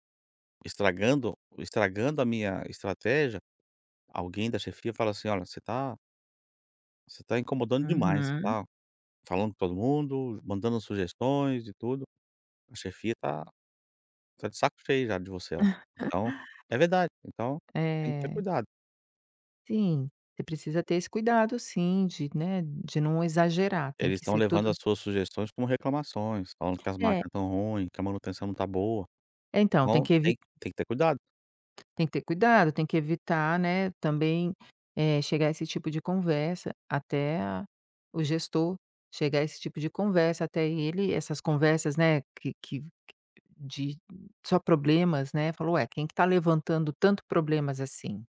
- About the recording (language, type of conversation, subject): Portuguese, advice, Como pedir uma promoção ao seu gestor após resultados consistentes?
- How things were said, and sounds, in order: laugh; tapping